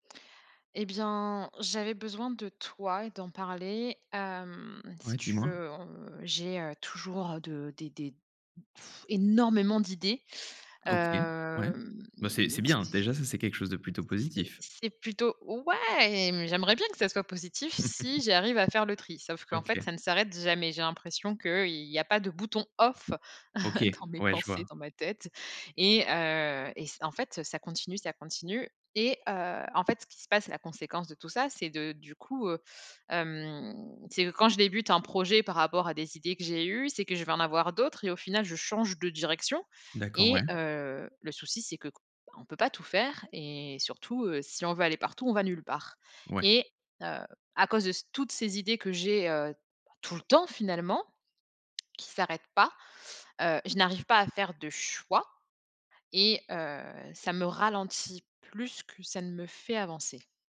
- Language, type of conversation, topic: French, advice, Comment puis-je mieux m’organiser pour ne pas laisser mes idées et projets inachevés ?
- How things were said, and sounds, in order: drawn out: "hem"; other background noise; blowing; drawn out: "Hem"; stressed: "Ouais"; chuckle; stressed: "off"; chuckle; drawn out: "hem"